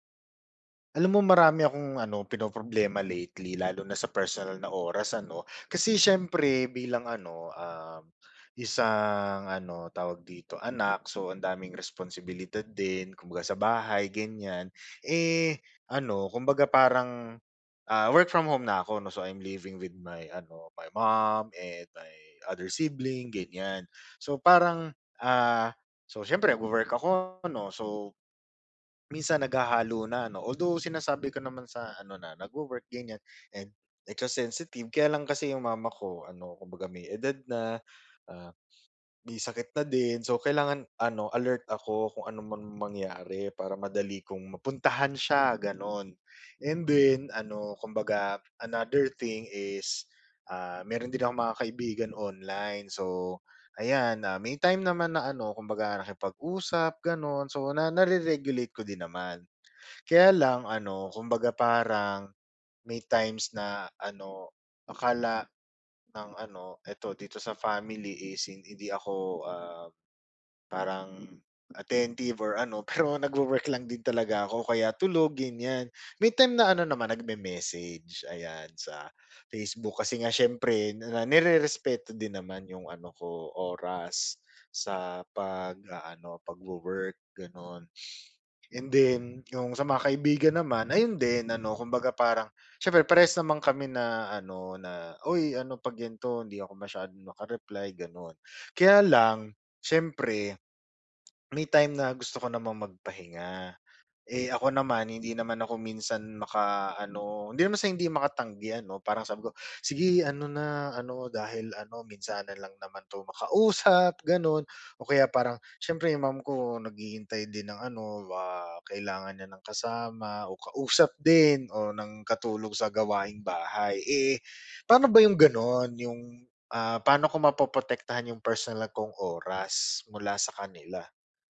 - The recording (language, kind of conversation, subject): Filipino, advice, Paano ko mapoprotektahan ang personal kong oras mula sa iba?
- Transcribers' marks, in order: other background noise; tapping; wind; chuckle